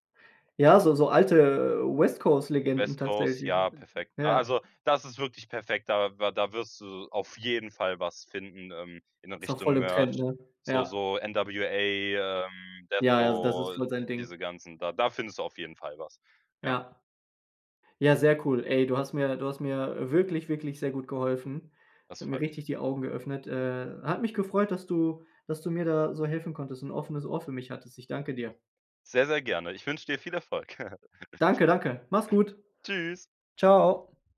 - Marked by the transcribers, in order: stressed: "jeden Fall"; chuckle; joyful: "Tschüss"
- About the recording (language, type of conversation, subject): German, advice, Wie wähle ich ein passendes Geschenk aus, wenn ich keine guten Ideen finde?